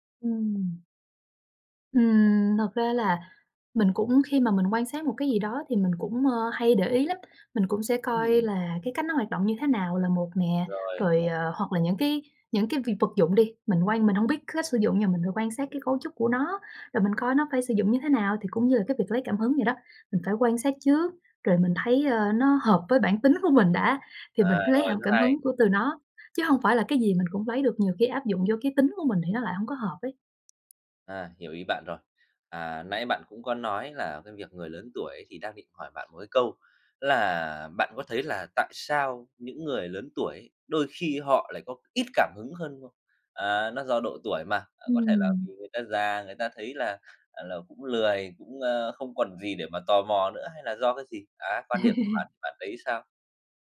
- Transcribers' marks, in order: tapping; other background noise; laughing while speaking: "của"; "cảm" said as "hảm"; laugh
- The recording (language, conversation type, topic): Vietnamese, podcast, Bạn tận dụng cuộc sống hằng ngày để lấy cảm hứng như thế nào?